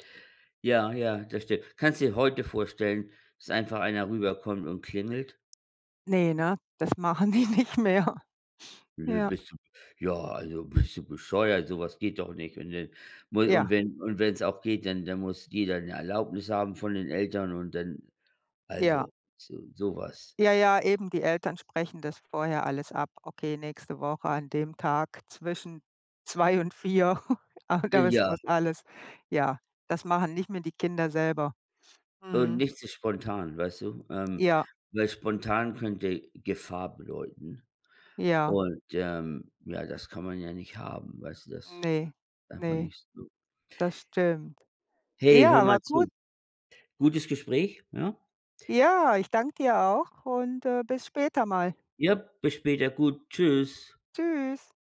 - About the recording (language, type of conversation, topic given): German, unstructured, Welche Rolle spielen Fotos in deinen Erinnerungen?
- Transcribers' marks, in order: other background noise; laughing while speaking: "die nicht mehr"; chuckle; laughing while speaking: "Ah doch"